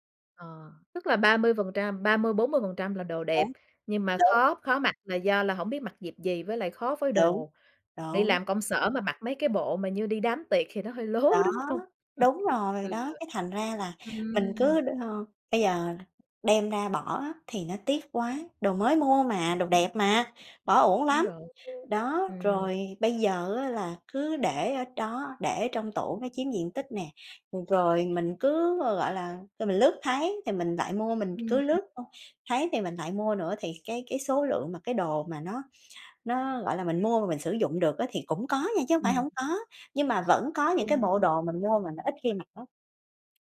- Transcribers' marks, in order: tapping; other background noise; laughing while speaking: "lố, đúng hông?"; laugh; unintelligible speech; unintelligible speech
- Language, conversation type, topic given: Vietnamese, advice, Tôi mua nhiều quần áo nhưng hiếm khi mặc và cảm thấy lãng phí, tôi nên làm gì?